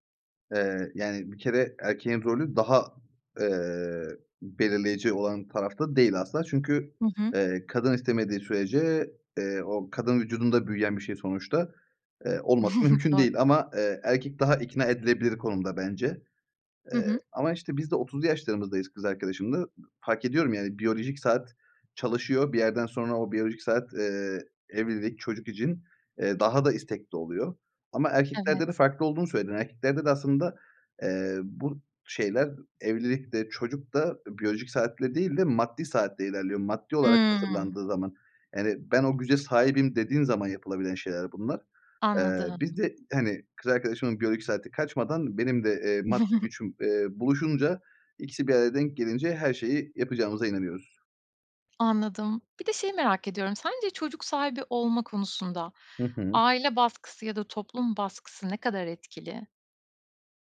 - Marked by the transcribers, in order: chuckle; drawn out: "Hı"; chuckle; other background noise
- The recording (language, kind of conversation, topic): Turkish, podcast, Çocuk sahibi olmaya hazır olup olmadığını nasıl anlarsın?